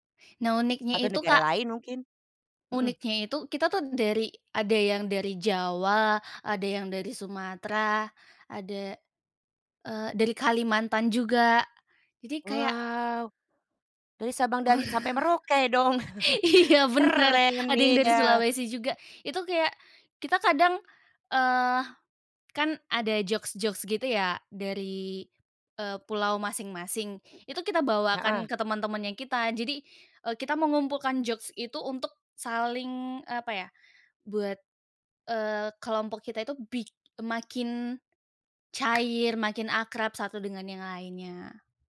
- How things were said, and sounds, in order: chuckle; laughing while speaking: "Iya benar"; chuckle; in English: "jokes-jokes"; other background noise; in English: "jokes"; tapping
- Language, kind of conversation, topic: Indonesian, podcast, Bagaimana menurut kamu pertemanan daring dibandingkan dengan pertemanan di dunia nyata?